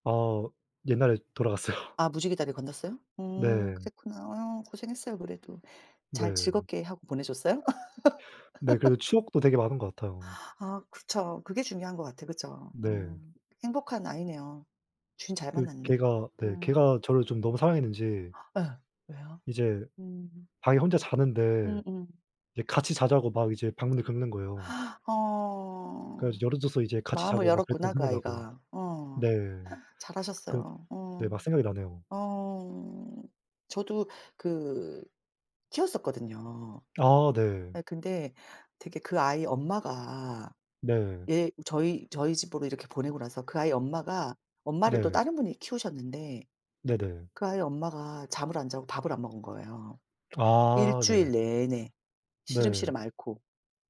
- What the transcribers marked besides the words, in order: laughing while speaking: "돌아갔어요"; tapping; other background noise; laugh; gasp; gasp; gasp
- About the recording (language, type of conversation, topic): Korean, unstructured, 봉사활동을 해본 적이 있으신가요? 가장 기억에 남는 경험은 무엇인가요?